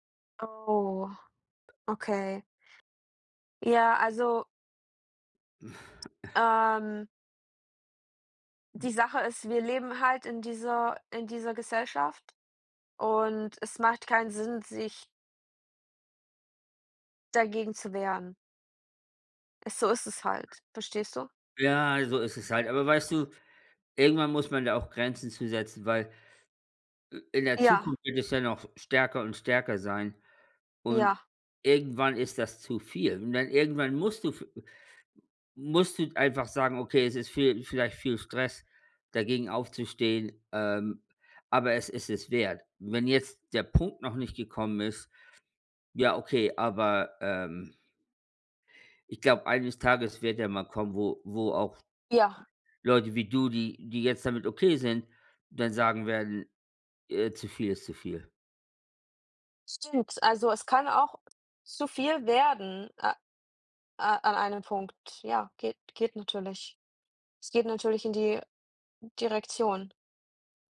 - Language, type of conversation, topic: German, unstructured, Wie stehst du zur technischen Überwachung?
- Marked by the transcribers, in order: cough; other noise